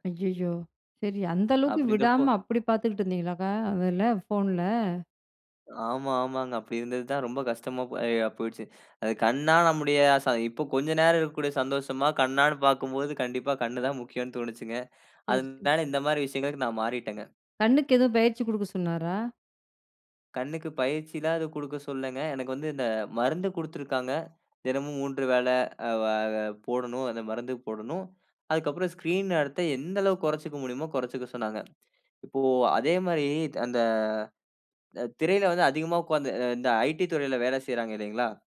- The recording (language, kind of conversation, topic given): Tamil, podcast, திரை நேரத்தை எப்படிக் குறைக்கலாம்?
- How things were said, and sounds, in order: other background noise; in English: "ஸ்கிரீன்"